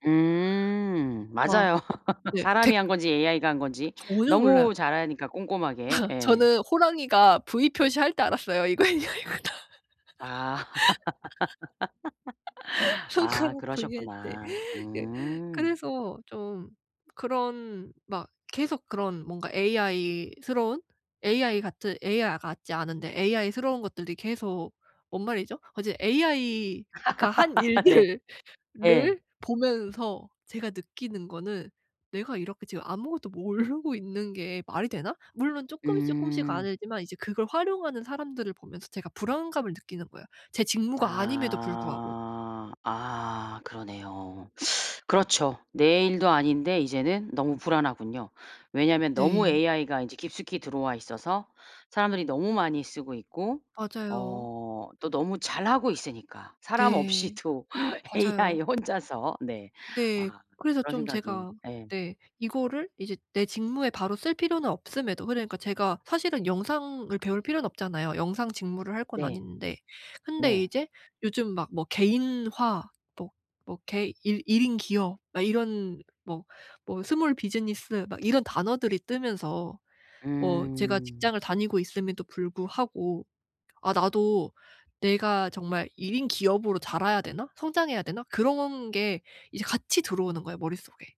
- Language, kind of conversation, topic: Korean, advice, 예측 불가능한 변화가 계속될 때 불안하지 않게 적응하려면 어떻게 해야 하나요?
- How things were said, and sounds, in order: laugh; other background noise; laugh; laughing while speaking: "이거 AI 구나"; laugh; laughing while speaking: "손가락"; tapping; laughing while speaking: "일들을"; laugh; laughing while speaking: "모르고"; laughing while speaking: "없이도 AI 혼자서"